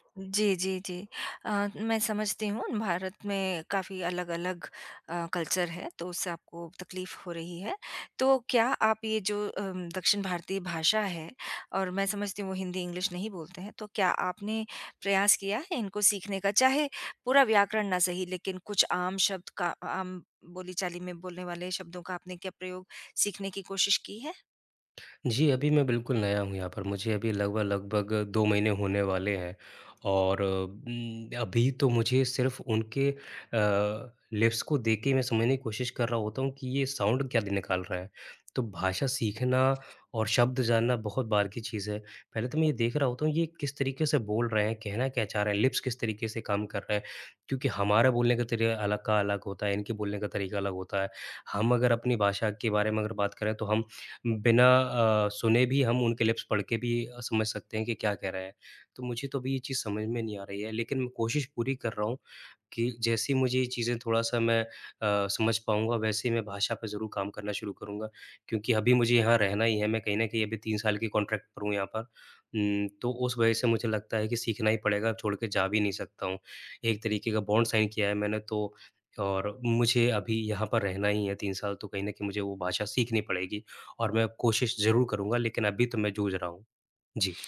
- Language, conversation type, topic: Hindi, advice, नए शहर में लोगों से सहजता से बातचीत कैसे शुरू करूँ?
- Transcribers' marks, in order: tapping; in English: "कल्चर"; in English: "इंग्लिश"; other background noise; in English: "लिप्स"; in English: "साउन्ड"; in English: "लिप्स"; in English: "लिप्स"; in English: "कॉन्ट्रैक्ट"; in English: "बॉन्ड साइन"